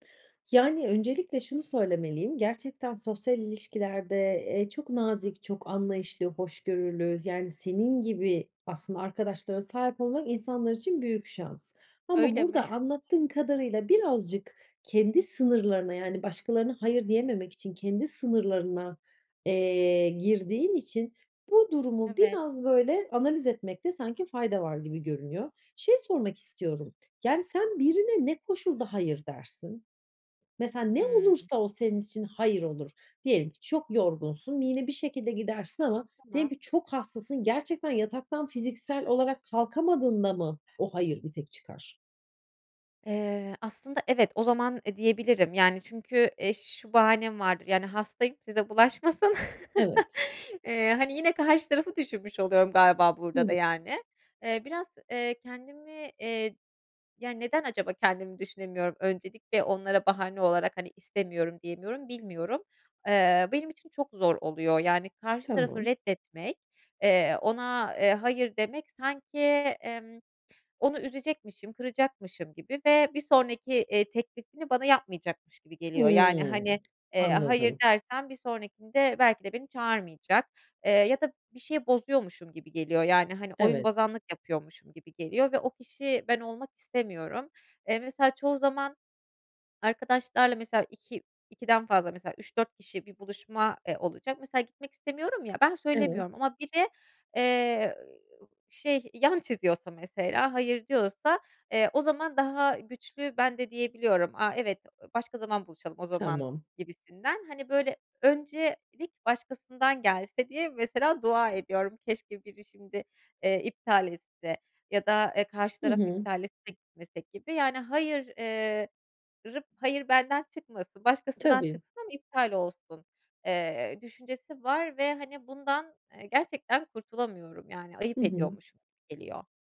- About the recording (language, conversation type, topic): Turkish, advice, Başkalarının taleplerine sürekli evet dediğim için sınır koymakta neden zorlanıyorum?
- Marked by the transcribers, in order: other background noise; chuckle; chuckle; unintelligible speech; tapping